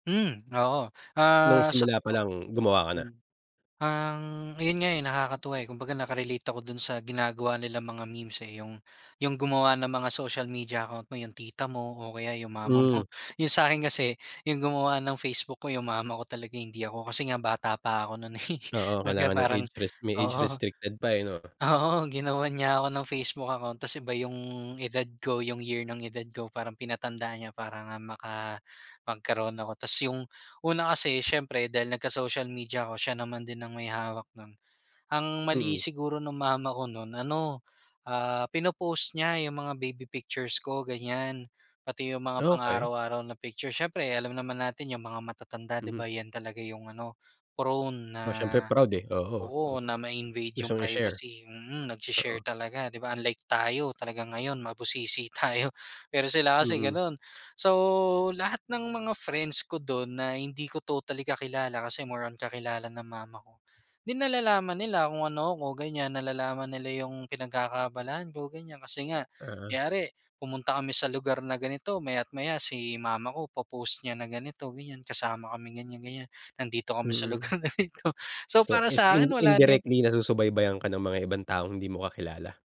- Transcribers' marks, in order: laughing while speaking: "eh"; tapping; laughing while speaking: "tayo"; drawn out: "So"; laughing while speaking: "lugar na ito"
- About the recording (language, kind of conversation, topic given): Filipino, podcast, Paano mo pinoprotektahan ang iyong pagkapribado sa mga platapormang panlipunan?